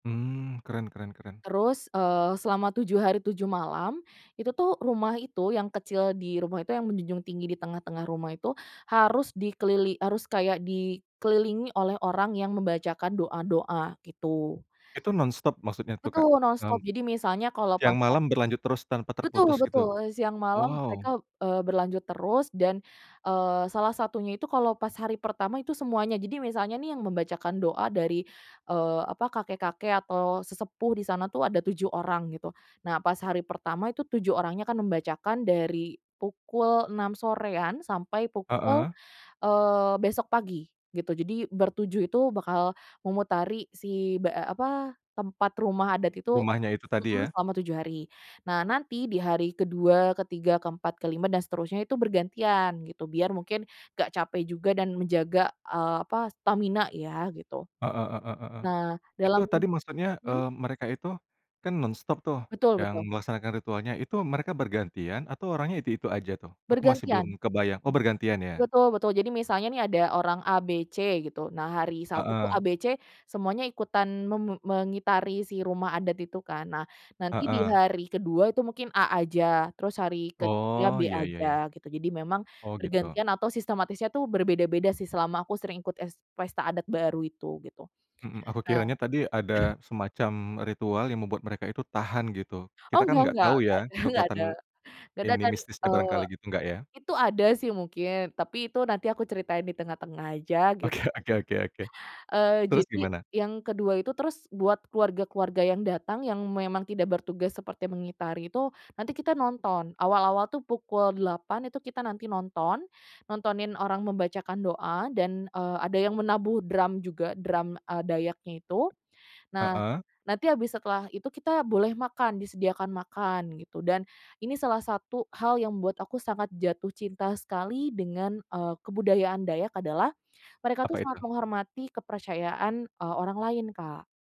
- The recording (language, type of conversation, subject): Indonesian, podcast, Ceritakan momen kecil apa yang membuat kamu jatuh cinta pada budaya itu?
- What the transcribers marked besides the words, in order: other background noise; throat clearing; laughing while speaking: "ada"; laughing while speaking: "Oke"; tapping